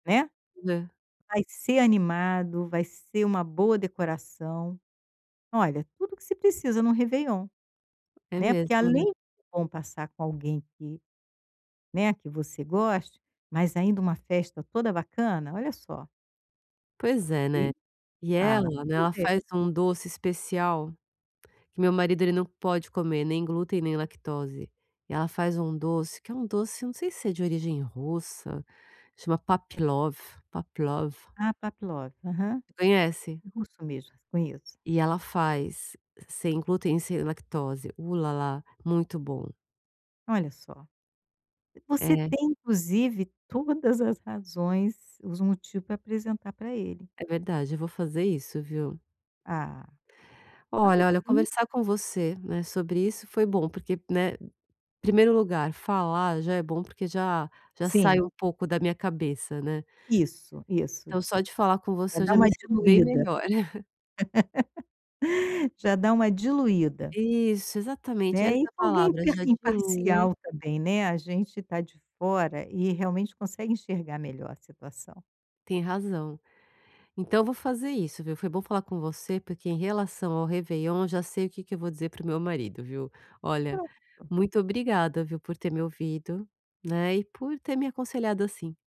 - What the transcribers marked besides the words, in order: tapping; chuckle; laugh; other background noise
- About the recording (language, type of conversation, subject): Portuguese, advice, Como posso me sentir mais à vontade em festas e celebrações?